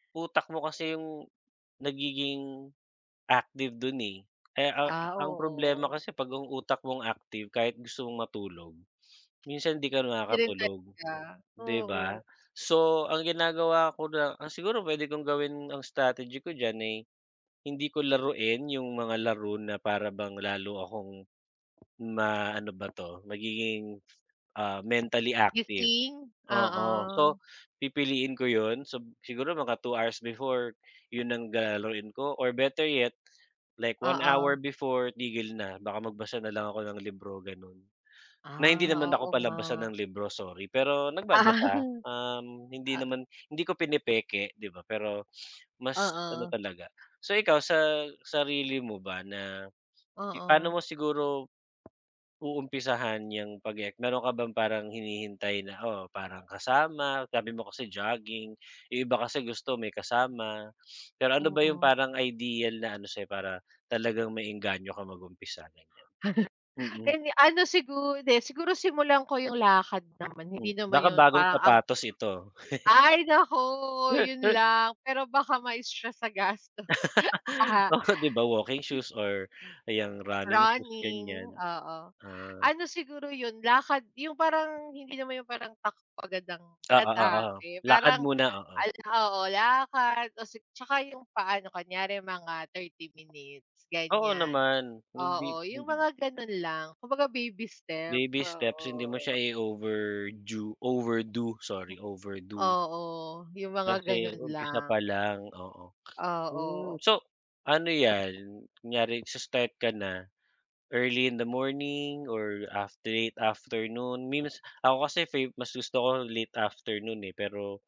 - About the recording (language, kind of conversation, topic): Filipino, unstructured, Ano ang mga simpleng bagay na gusto mong baguhin sa araw-araw?
- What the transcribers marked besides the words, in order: other background noise; tapping; chuckle; laugh; laugh; in English: "early in the morning or af late afternoon"